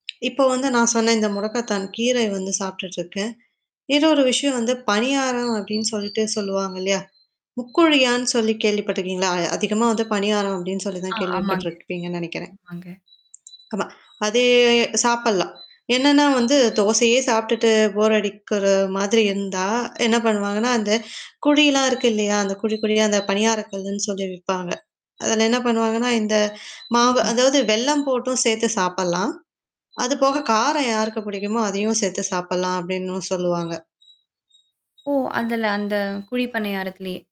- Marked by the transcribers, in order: other noise; mechanical hum; static; distorted speech; drawn out: "அதே"; inhale
- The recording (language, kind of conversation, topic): Tamil, podcast, இன்றும் பாரம்பரிய உணவுகள் நமக்கு முக்கியமானவையா?
- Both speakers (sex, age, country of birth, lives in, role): female, 20-24, India, India, guest; female, 25-29, India, India, host